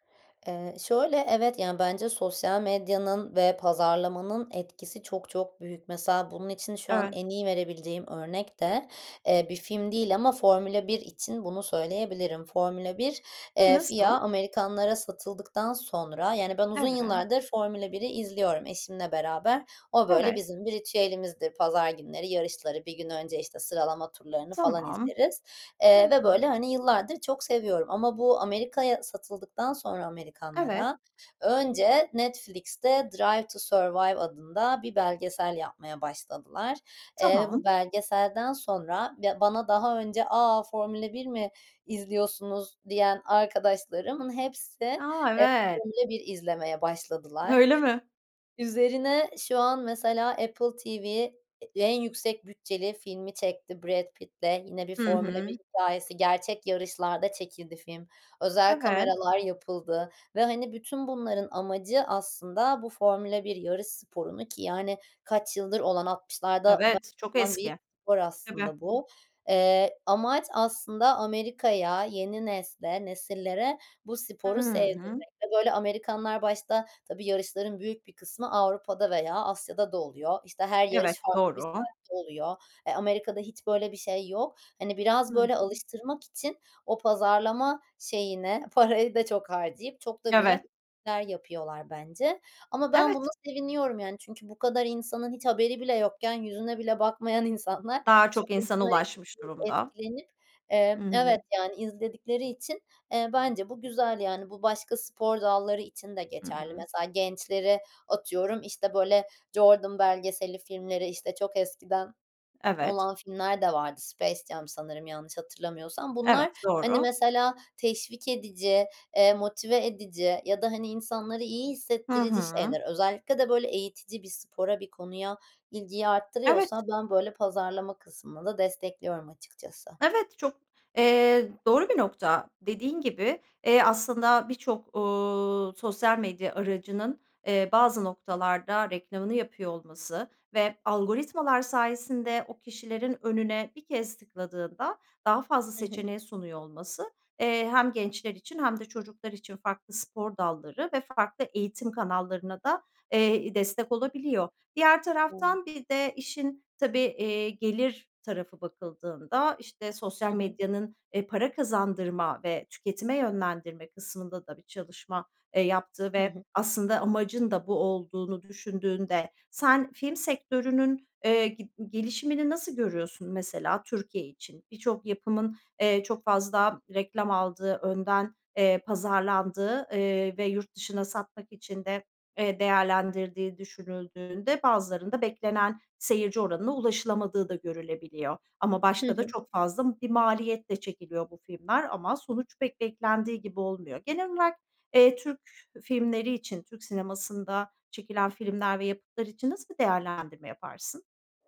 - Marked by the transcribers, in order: stressed: "Öyle mi?"; other background noise; laughing while speaking: "parayı"; unintelligible speech; unintelligible speech
- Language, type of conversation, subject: Turkish, podcast, Unutamadığın en etkileyici sinema deneyimini anlatır mısın?